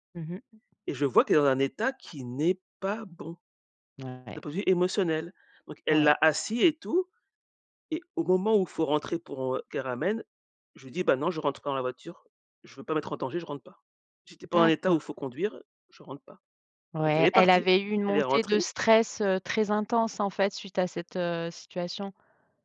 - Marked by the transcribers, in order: none
- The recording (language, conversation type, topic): French, podcast, Comment poser des limites sans se sentir coupable ?